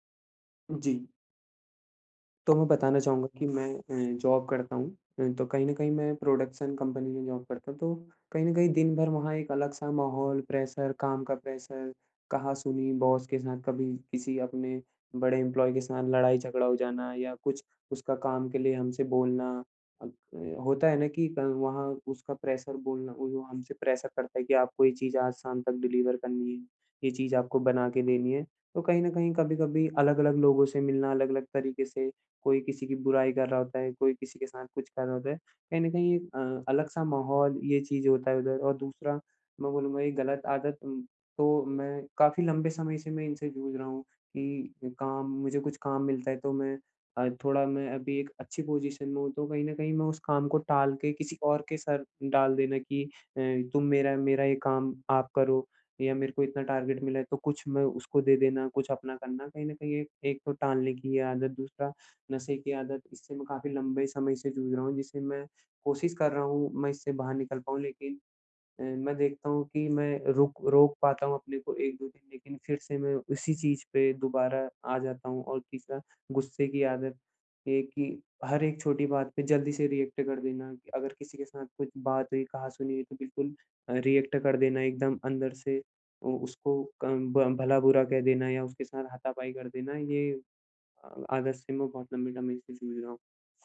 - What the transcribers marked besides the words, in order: in English: "जॉब"; in English: "प्रोडक्शन कंपनी"; in English: "जॉब"; in English: "प्रेशर"; in English: "प्रेशर"; in English: "बॉस"; in English: "एम्प्लॉयी"; in English: "प्रेशर"; in English: "प्रेशर"; in English: "डिलीवर"; in English: "पोज़ीशन"; in English: "टारगेट"; in English: "रिएक्ट"; in English: "रिएक्ट"
- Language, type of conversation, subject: Hindi, advice, आदतों में बदलाव